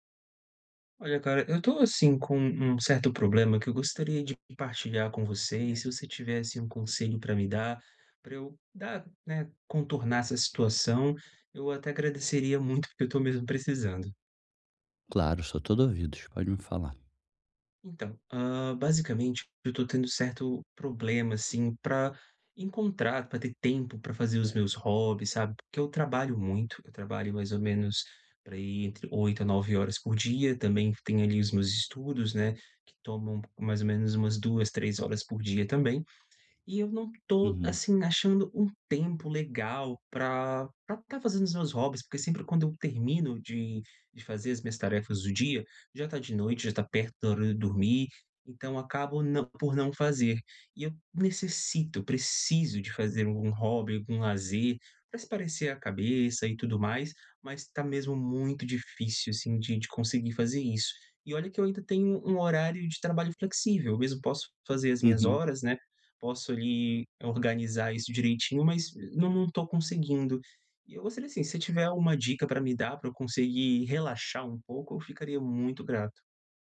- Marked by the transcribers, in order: other background noise
- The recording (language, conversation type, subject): Portuguese, advice, Como posso conciliar o trabalho com tempo para meus hobbies?